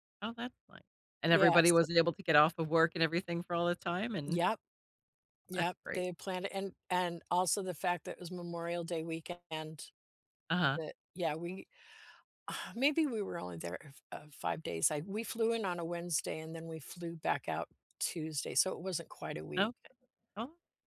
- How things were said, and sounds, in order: sigh
- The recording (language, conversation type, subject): English, unstructured, What’s the best surprise you’ve ever planned for a family member?
- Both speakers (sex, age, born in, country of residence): female, 50-54, United States, United States; female, 70-74, United States, United States